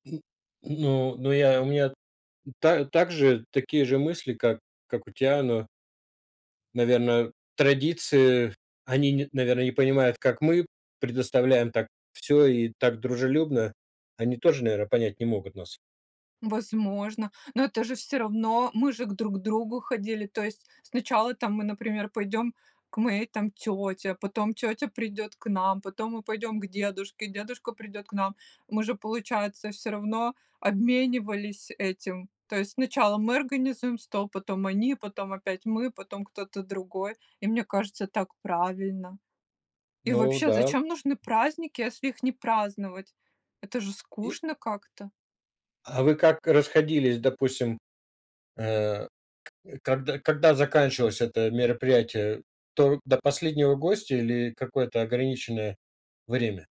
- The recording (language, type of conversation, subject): Russian, podcast, Как проходили семейные праздники в твоём детстве?
- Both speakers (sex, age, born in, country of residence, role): female, 35-39, Russia, Netherlands, guest; male, 55-59, Russia, United States, host
- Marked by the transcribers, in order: tapping